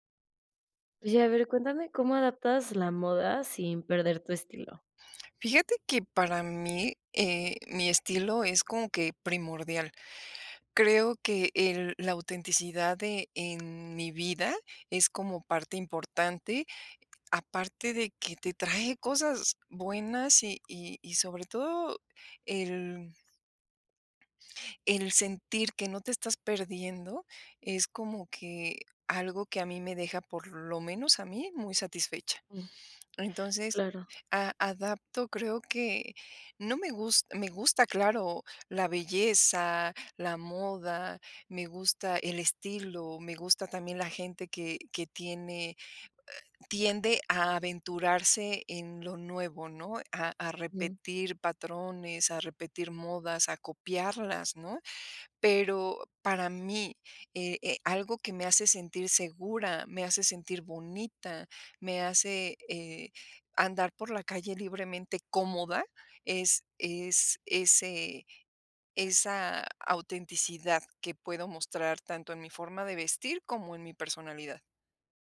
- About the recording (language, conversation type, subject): Spanish, podcast, ¿Cómo te adaptas a las modas sin perderte?
- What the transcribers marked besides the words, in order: other noise